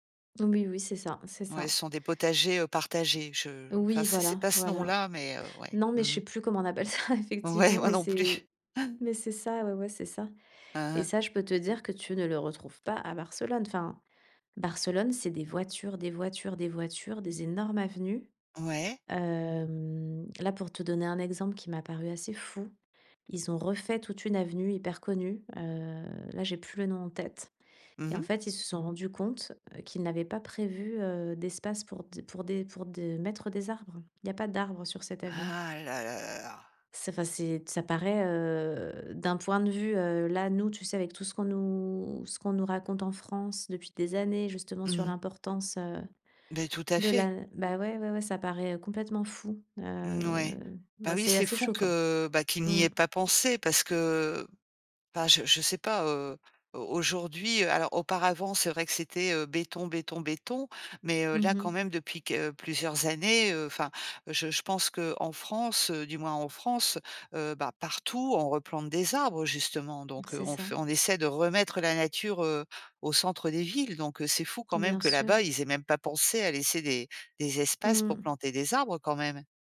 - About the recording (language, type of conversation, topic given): French, podcast, Comment vous rapprochez-vous de la nature en ville ?
- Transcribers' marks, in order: laughing while speaking: "ça"; chuckle; drawn out: "Hem"; drawn out: "heu"; drawn out: "Heu"